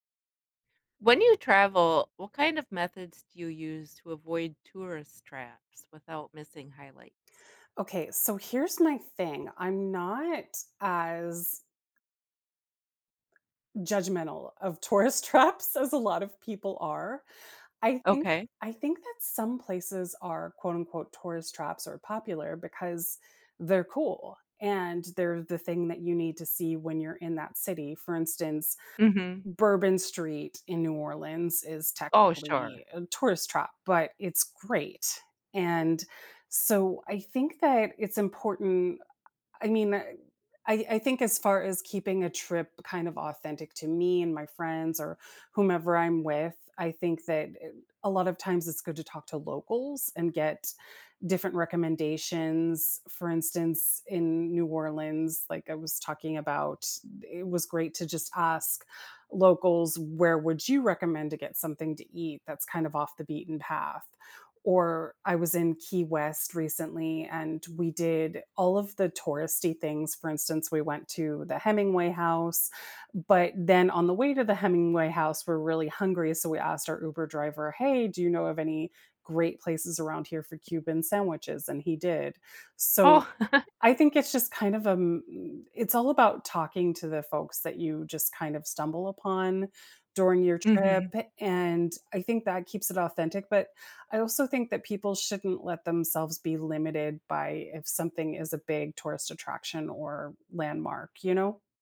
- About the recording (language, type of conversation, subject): English, unstructured, How can I avoid tourist traps without missing highlights?
- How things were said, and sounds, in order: other background noise; tapping; laughing while speaking: "tourist traps as"; laughing while speaking: "Oh"; chuckle